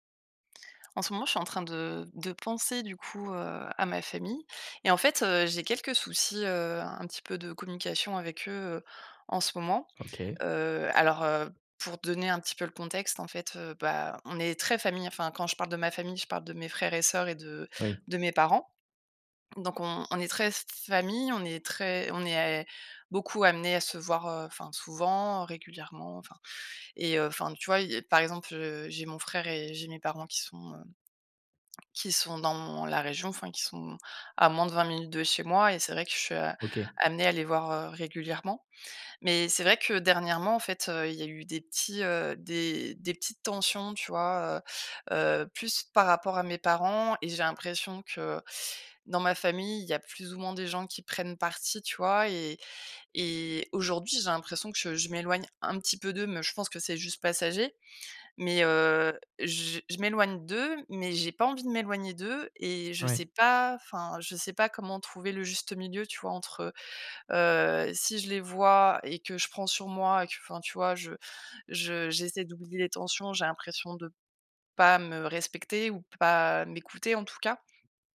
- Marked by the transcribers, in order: none
- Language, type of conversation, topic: French, advice, Comment concilier mes valeurs personnelles avec les attentes de ma famille sans me perdre ?
- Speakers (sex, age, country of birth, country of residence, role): female, 35-39, France, France, user; male, 25-29, France, France, advisor